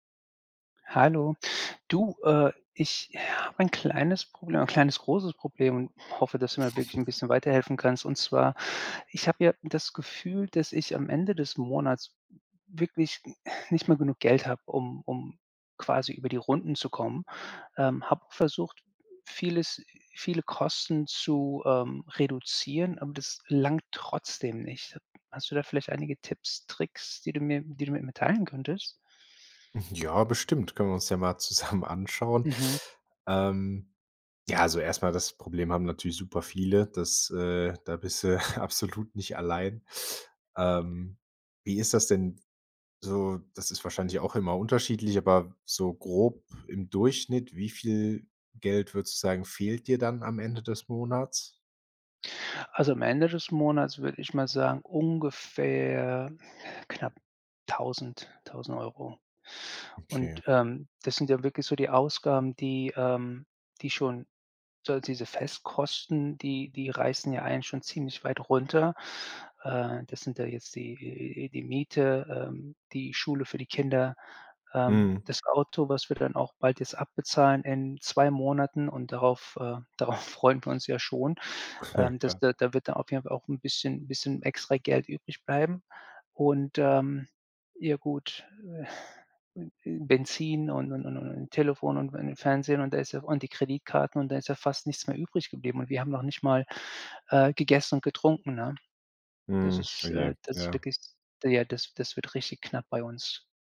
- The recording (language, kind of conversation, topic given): German, advice, Wie komme ich bis zum Monatsende mit meinem Geld aus?
- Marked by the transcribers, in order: chuckle; chuckle; drawn out: "die"; joyful: "darauf freuen wir uns ja schon"; chuckle